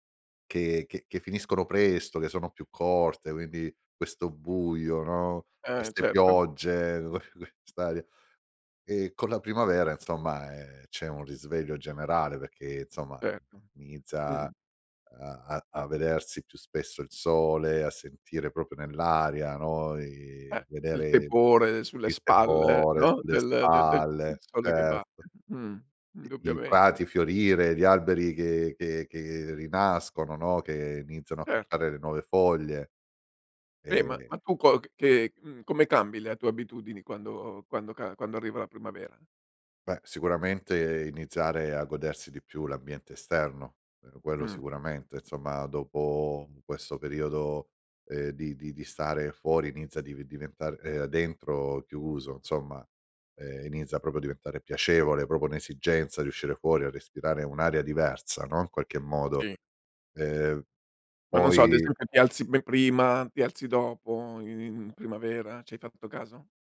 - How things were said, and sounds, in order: other background noise; other noise; "proprio" said as "propio"; tapping; "insomma" said as "nzomma"; "proprio" said as "propo"; "proprio" said as "propo"
- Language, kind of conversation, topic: Italian, podcast, Cosa ti piace di più dell'arrivo della primavera?